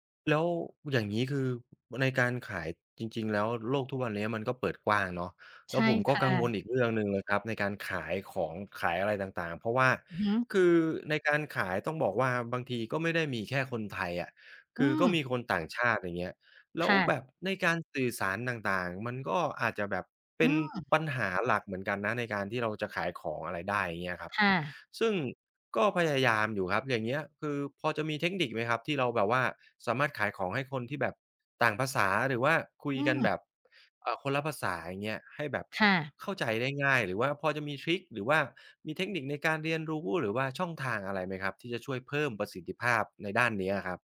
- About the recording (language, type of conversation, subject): Thai, advice, คุณควรปรับตัวอย่างไรเมื่อเริ่มงานใหม่ในตำแหน่งที่ไม่คุ้นเคย?
- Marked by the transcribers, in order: other background noise